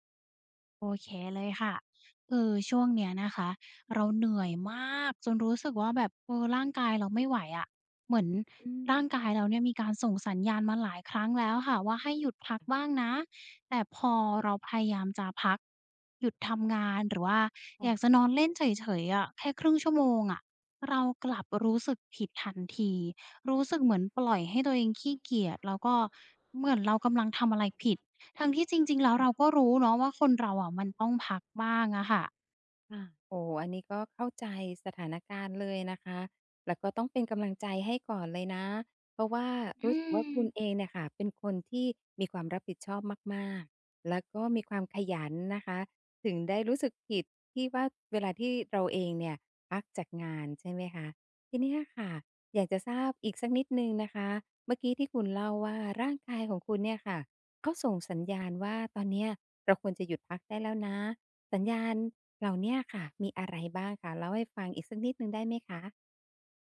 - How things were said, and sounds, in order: stressed: "มาก"; other background noise; tapping; background speech
- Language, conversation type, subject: Thai, advice, ทำไมฉันถึงรู้สึกผิดเวลาให้ตัวเองได้พักผ่อน?